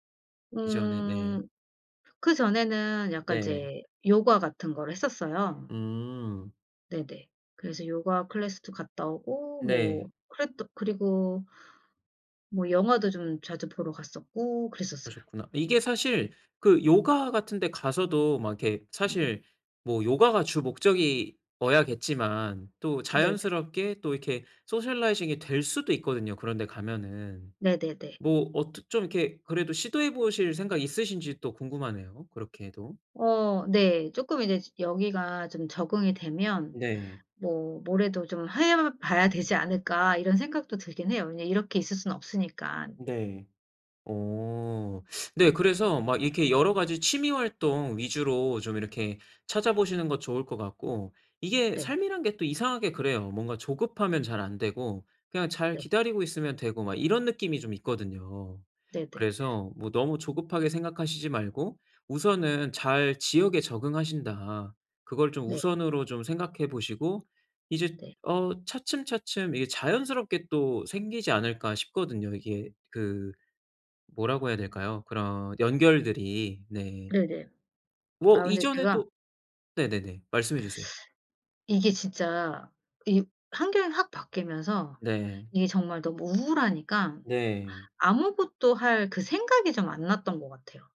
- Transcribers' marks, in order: other background noise; in English: "socializing이"; teeth sucking
- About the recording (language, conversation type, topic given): Korean, advice, 변화로 인한 상실감을 기회로 바꾸기 위해 어떻게 시작하면 좋을까요?